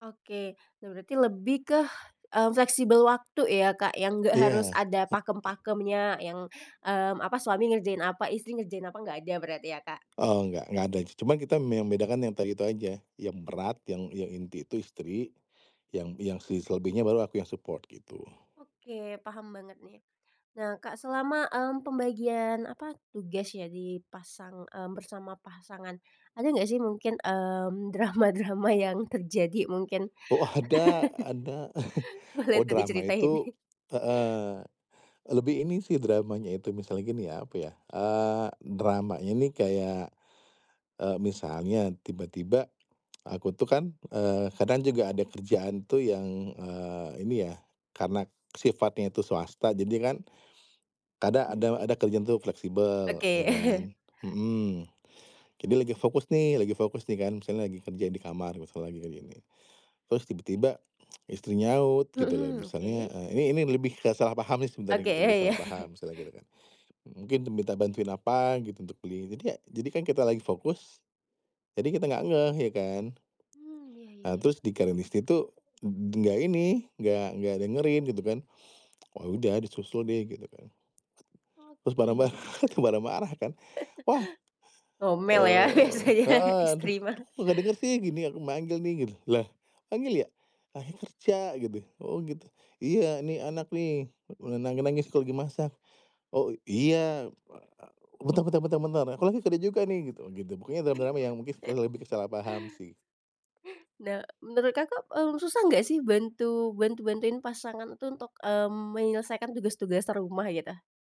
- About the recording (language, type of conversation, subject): Indonesian, podcast, Apa trik terbaik untuk membagi tugas rumah dengan pasangan atau keluarga secara adil?
- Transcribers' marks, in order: other background noise; tapping; in English: "support"; laughing while speaking: "drama-drama"; laughing while speaking: "ada"; chuckle; laughing while speaking: "Boleh tuh diceritain"; chuckle; tsk; "kadang" said as "kada"; chuckle; chuckle; laughing while speaking: "marah-marah"; chuckle; background speech; laughing while speaking: "ya biasanya istri mah"; chuckle